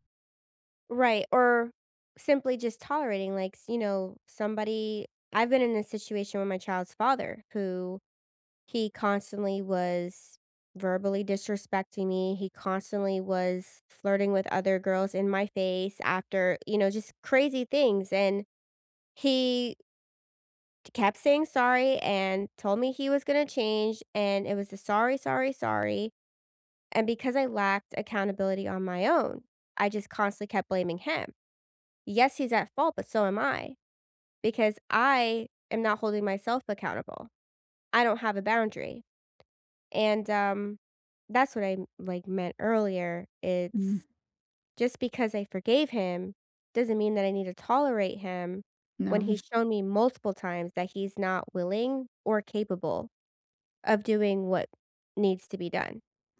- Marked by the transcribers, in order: tapping
- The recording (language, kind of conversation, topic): English, unstructured, How do you know when to forgive and when to hold someone accountable?
- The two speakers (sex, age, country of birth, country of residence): female, 30-34, United States, United States; female, 35-39, United States, United States